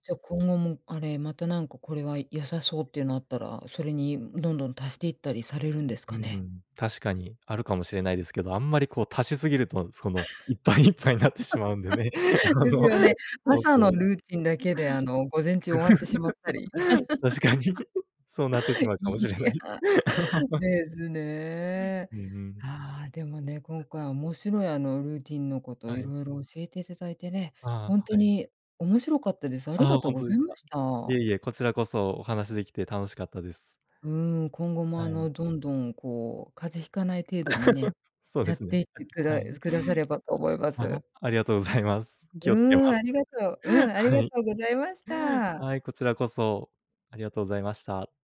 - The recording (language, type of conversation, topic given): Japanese, podcast, 普段の朝のルーティンはどんな感じですか？
- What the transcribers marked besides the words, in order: tapping; other background noise; laugh; laughing while speaking: "いっぱい、いっぱいになってし … かもしれない"; laugh; giggle; laugh; laugh